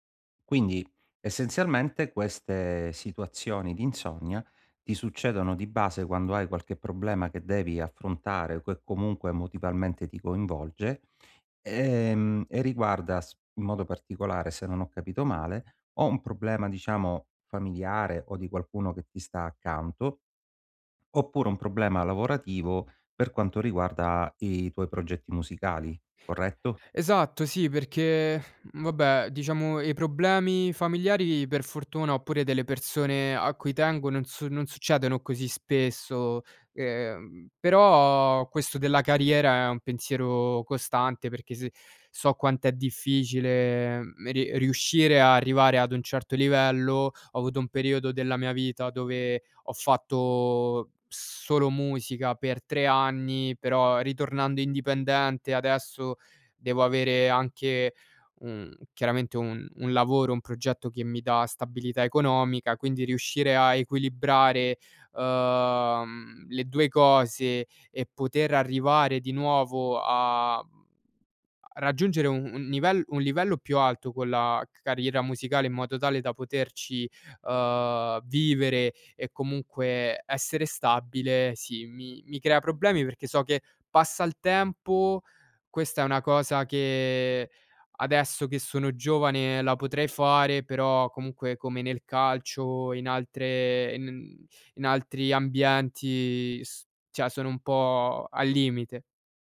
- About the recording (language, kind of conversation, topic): Italian, advice, Come i pensieri ripetitivi e le preoccupazioni influenzano il tuo sonno?
- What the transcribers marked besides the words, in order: "cioè" said as "ceh"